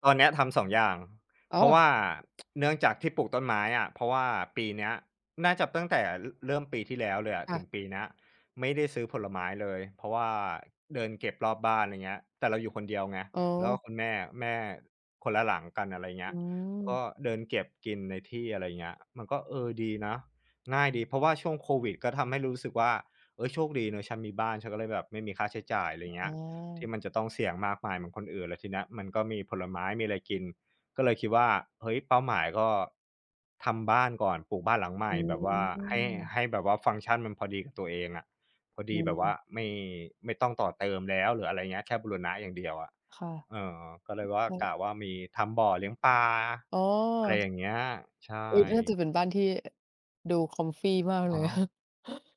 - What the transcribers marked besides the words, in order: tsk; tapping; drawn out: "อืม"; other background noise; in English: "comfy"; chuckle
- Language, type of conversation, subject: Thai, unstructured, คุณคิดว่าเป้าหมายในชีวิตสำคัญกว่าความสุขไหม?